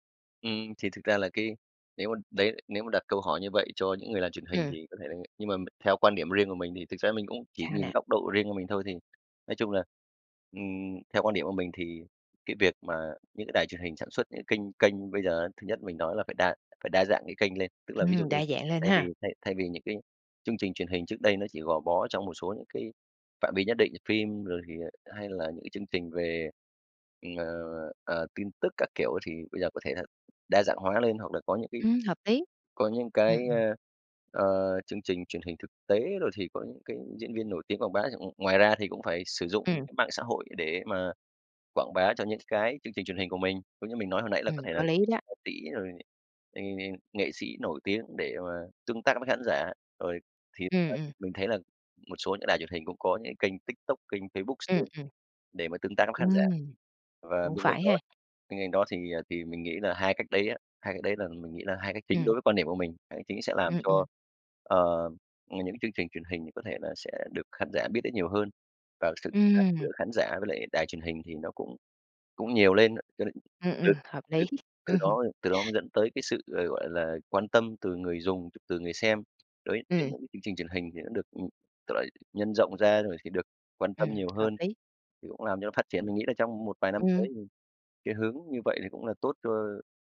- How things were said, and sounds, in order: tapping; other background noise
- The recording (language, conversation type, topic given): Vietnamese, podcast, Bạn nghĩ mạng xã hội ảnh hưởng thế nào tới truyền hình?